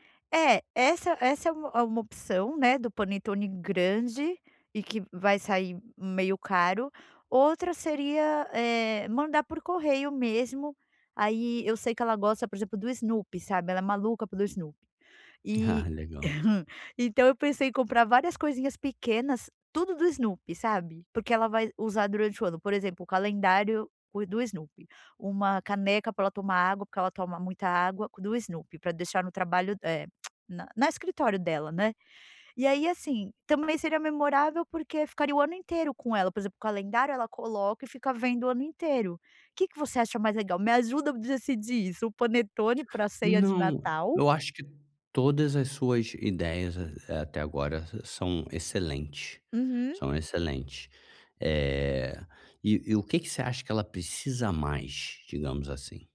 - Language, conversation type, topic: Portuguese, advice, Como posso encontrar um presente que seja realmente memorável?
- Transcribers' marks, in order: chuckle; tongue click